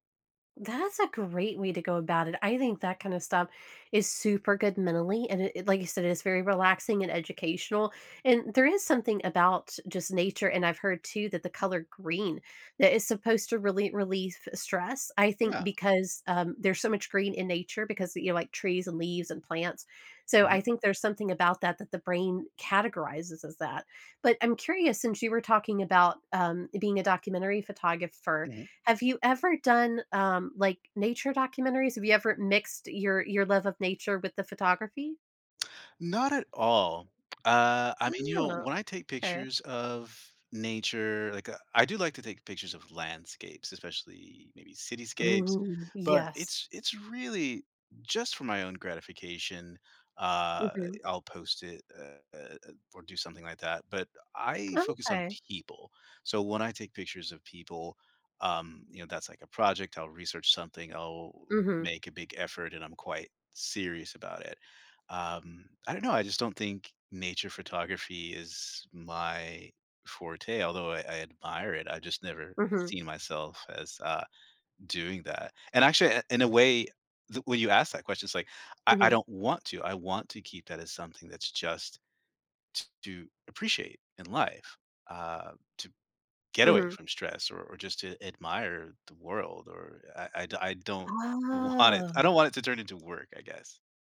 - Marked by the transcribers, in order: lip smack; drawn out: "Oh"; tapping; other background noise; laughing while speaking: "want it"; stressed: "Oh"
- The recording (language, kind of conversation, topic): English, unstructured, When should I push through discomfort versus resting for my health?
- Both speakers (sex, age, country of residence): female, 30-34, United States; male, 50-54, United States